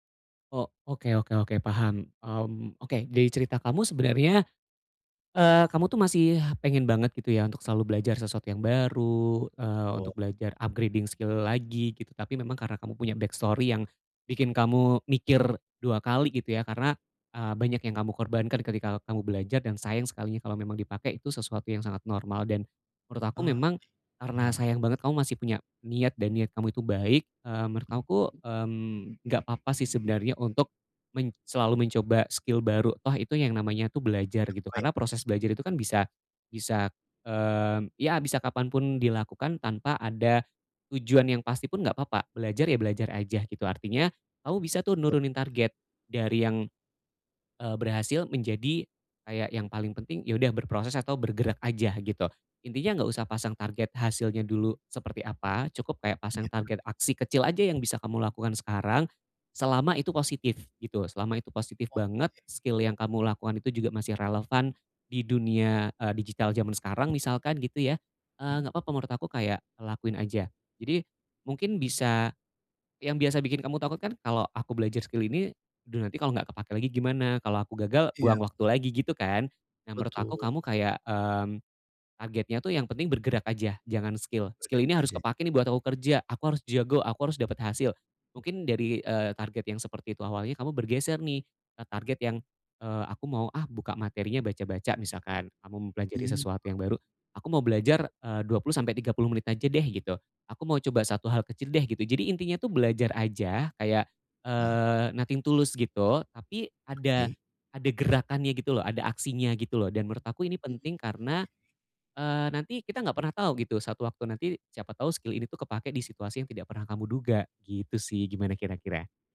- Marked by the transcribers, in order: in English: "upgrading skill"; in English: "backstory"; tapping; other background noise; in English: "skill"; unintelligible speech; unintelligible speech; in English: "skill"; in English: "skill"; in English: "skill, Skill"; unintelligible speech; in English: "nothing to lose"; in English: "skill"
- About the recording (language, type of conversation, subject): Indonesian, advice, Bagaimana cara saya tetap bertindak meski merasa sangat takut?